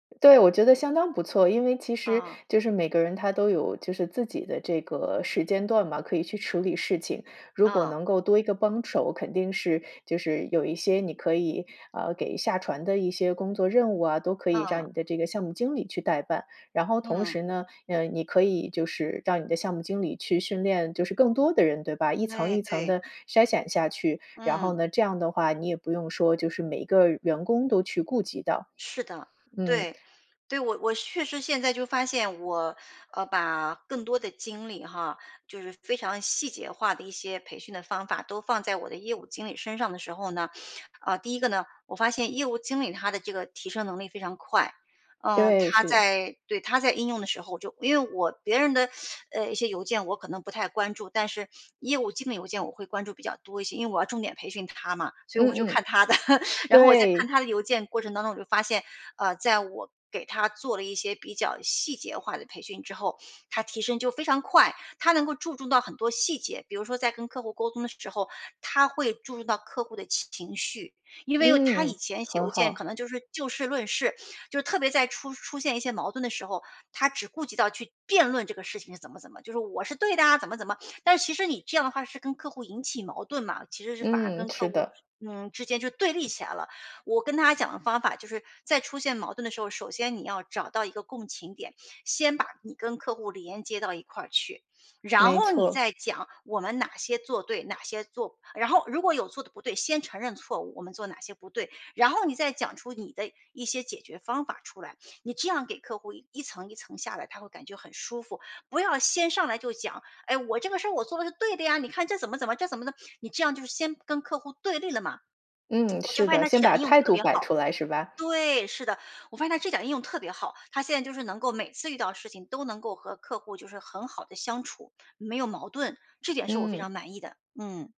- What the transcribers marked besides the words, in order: tapping; other background noise; laughing while speaking: "的"; laugh
- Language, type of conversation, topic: Chinese, advice, 如何用文字表达复杂情绪并避免误解？